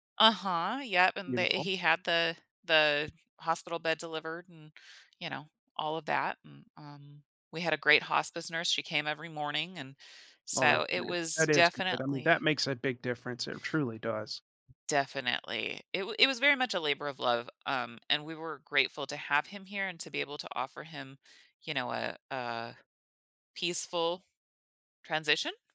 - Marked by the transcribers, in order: other background noise; tapping
- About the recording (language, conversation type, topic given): English, advice, How can I cope with the loss of a close family member and find support?